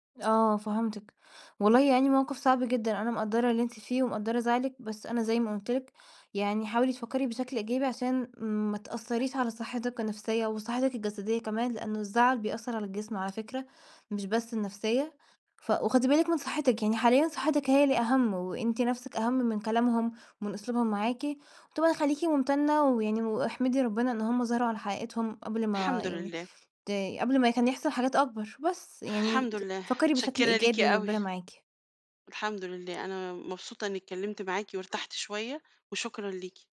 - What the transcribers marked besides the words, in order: unintelligible speech
- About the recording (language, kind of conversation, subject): Arabic, advice, إزاي أوازن بين رعاية حد من أهلي وحياتي الشخصية؟